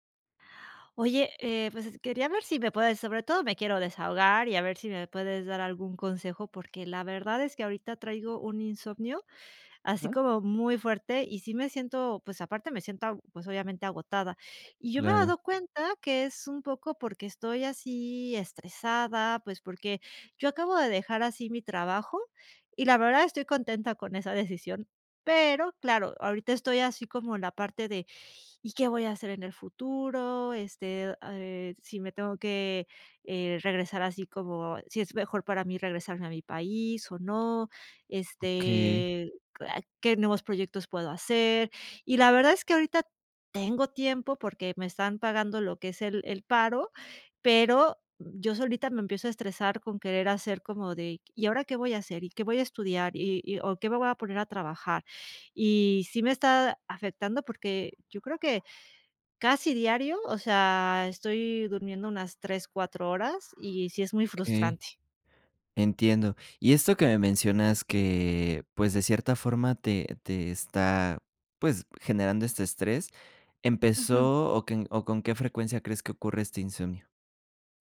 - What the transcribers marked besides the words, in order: none
- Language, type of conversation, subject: Spanish, advice, ¿Cómo puedo manejar el insomnio por estrés y los pensamientos que no me dejan dormir?